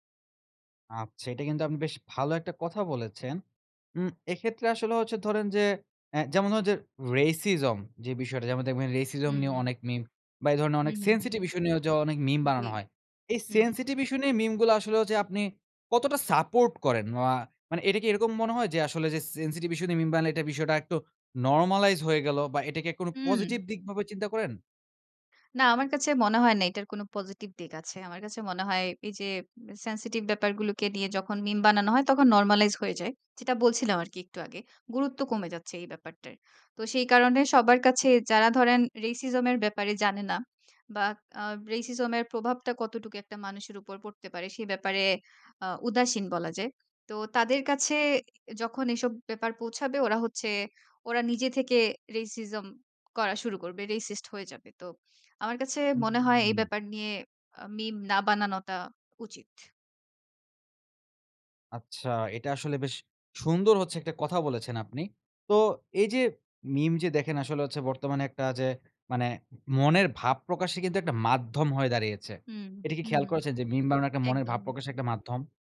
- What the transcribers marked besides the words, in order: in English: "Racism"; in English: "Racism"; in English: "Sensitive issue"; in English: "Sensitive issue"; "হচ্ছে" said as "হচ্চে"; in English: "Sensitive issue"; in English: "normalized"; stressed: "হু"; in English: "Sensitive"; in English: "normalize"; in English: "Racism"; in English: "Racism"; in English: "Racism"; in English: "Racist"; drawn out: "হুম"
- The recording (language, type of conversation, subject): Bengali, podcast, মিমগুলো কীভাবে রাজনীতি ও মানুষের মানসিকতা বদলে দেয় বলে তুমি মনে করো?